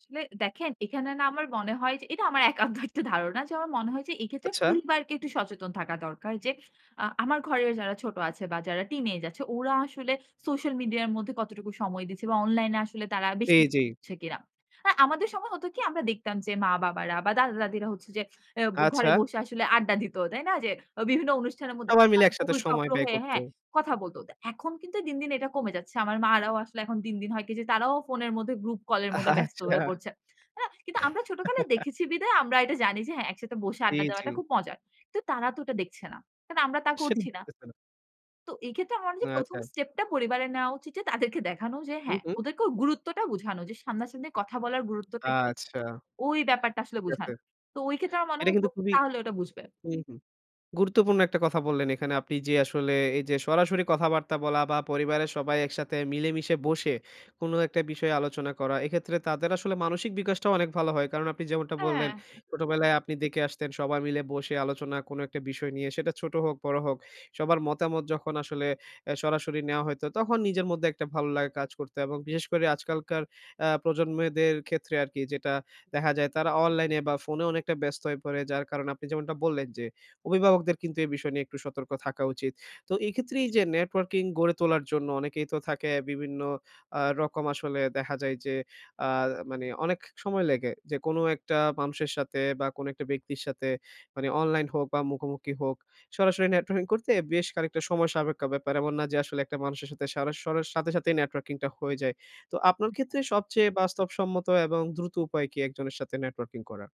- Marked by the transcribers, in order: laughing while speaking: "একান্ত একটা ধারণা"; tapping; unintelligible speech; other background noise; chuckle; unintelligible speech; laughing while speaking: "তাদেরকে দেখানো"; "দেখে" said as "দেকে"; in English: "networking"; "লাগে" said as "লেগে"; in English: "networking"; "খানিকটা" said as "কানিকটা"; in English: "networking"; unintelligible speech; in English: "networking"
- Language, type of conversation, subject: Bengali, podcast, অনলাইনে পরিচিতি বাড়ানো আর মুখোমুখি দেখা করে পরিচিতি বাড়ানোর মধ্যে আপনার বেশি পছন্দ কোনটি?